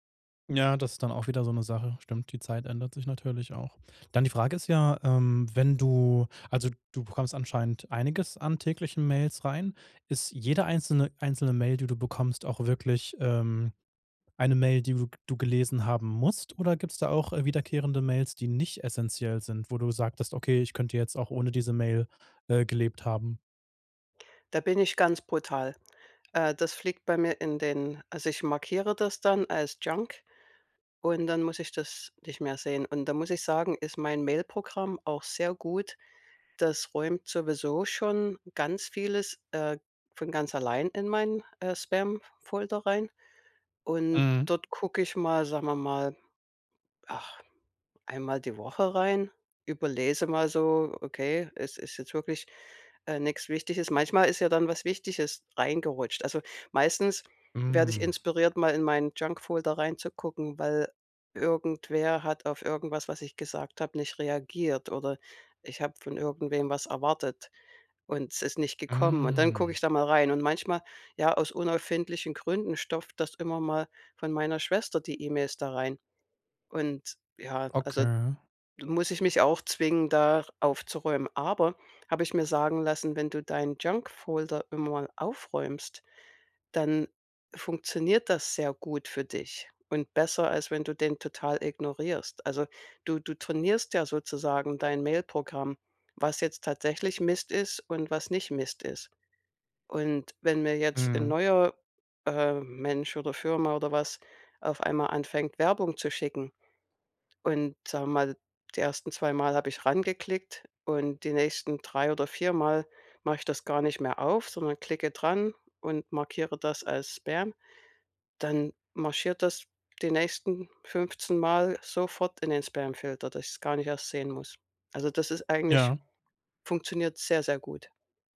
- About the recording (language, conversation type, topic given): German, podcast, Wie hältst du dein E-Mail-Postfach dauerhaft aufgeräumt?
- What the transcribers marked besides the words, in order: drawn out: "Hm"